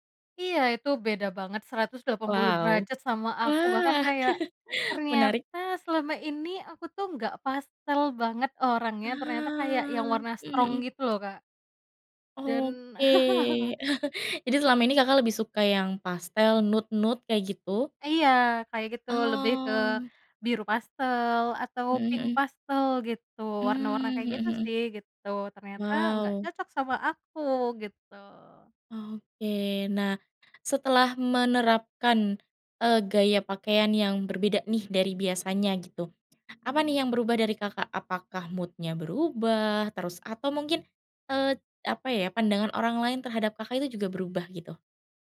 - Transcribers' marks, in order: chuckle; drawn out: "Ah"; in English: "strong"; chuckle; laugh; in English: "nude-nude"; drawn out: "Oh"; other background noise; in English: "mood-nya"
- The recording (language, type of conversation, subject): Indonesian, podcast, Bagaimana kamu memilih pakaian untuk menunjukkan jati dirimu yang sebenarnya?